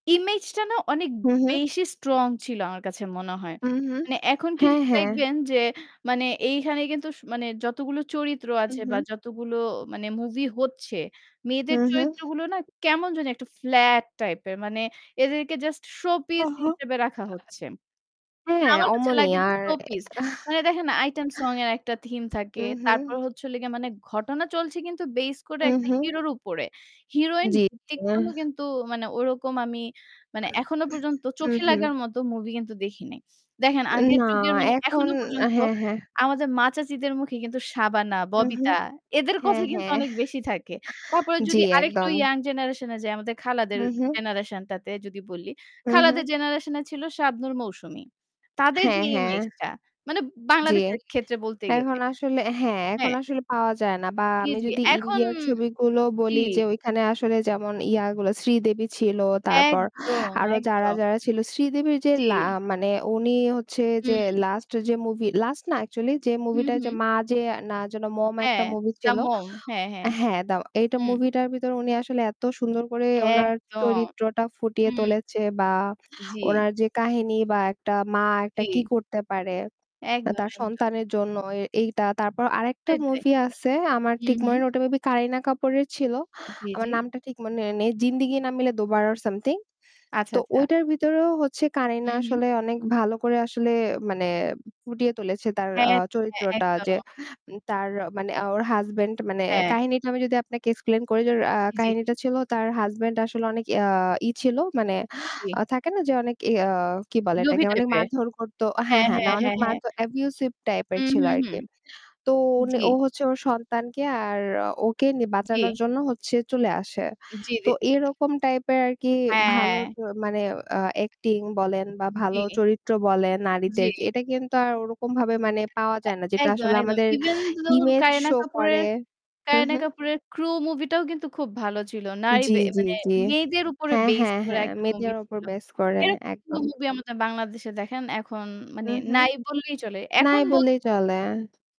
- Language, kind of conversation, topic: Bengali, unstructured, সিনেমায় নারীদের চরিত্র নিয়ে আপনার কী ধারণা?
- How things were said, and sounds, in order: in English: "Image"; other background noise; in English: "flat type"; in English: "just showpiece"; chuckle; distorted speech; throat clearing; chuckle; in English: "young generation"; mechanical hum; in English: "abusive type"; unintelligible speech; background speech; in English: "Even though"